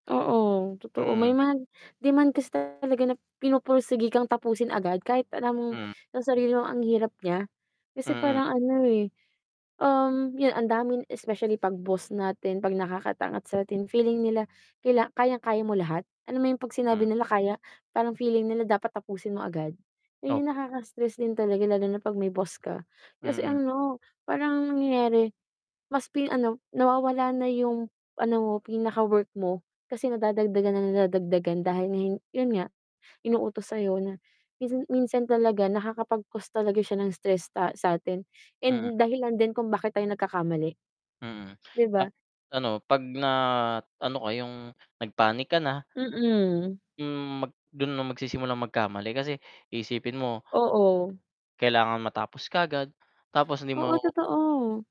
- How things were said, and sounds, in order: static; distorted speech; tapping
- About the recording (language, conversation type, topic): Filipino, unstructured, Paano mo haharapin ang boss na laging maraming hinihingi?
- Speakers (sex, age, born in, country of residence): female, 25-29, Philippines, Philippines; male, 30-34, Philippines, Philippines